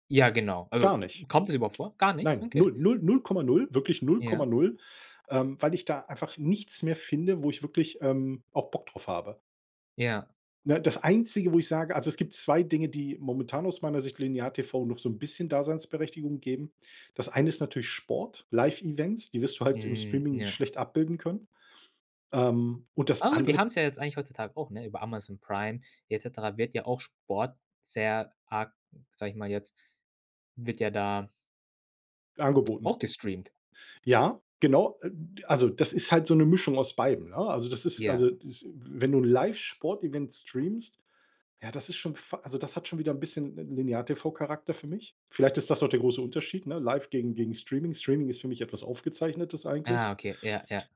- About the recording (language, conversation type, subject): German, podcast, Wie hat Streaming das klassische Fernsehen verändert?
- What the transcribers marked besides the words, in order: stressed: "nichts"; other background noise